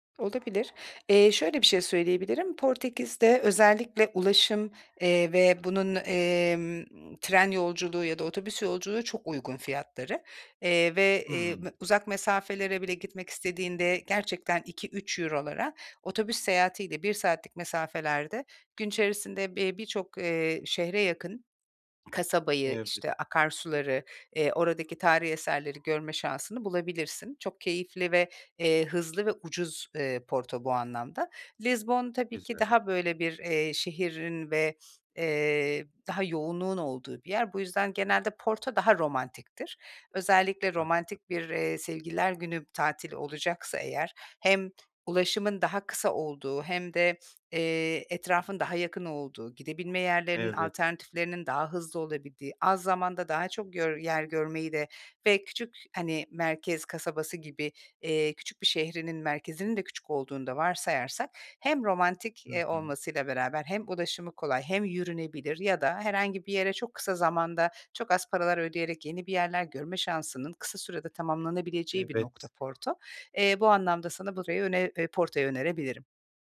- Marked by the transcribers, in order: other background noise; tapping
- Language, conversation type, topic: Turkish, advice, Seyahatimi planlarken nereden başlamalı ve nelere dikkat etmeliyim?